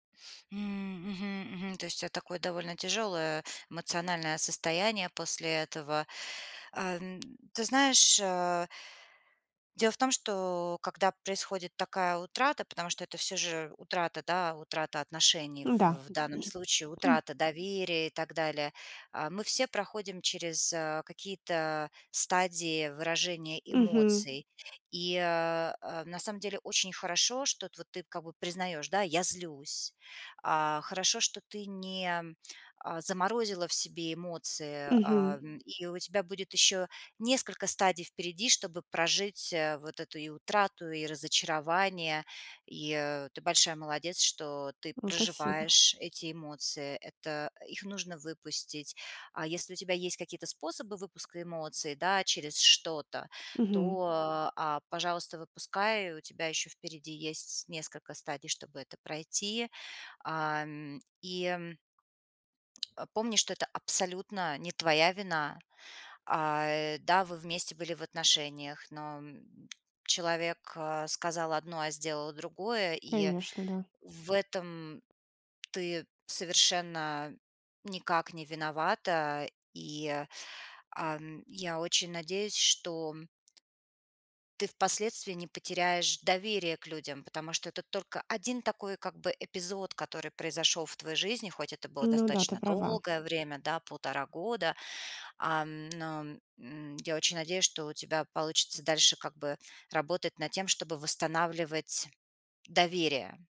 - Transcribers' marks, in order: tapping; throat clearing; other noise; other background noise
- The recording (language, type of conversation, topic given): Russian, advice, Почему мне так трудно отпустить человека после расставания?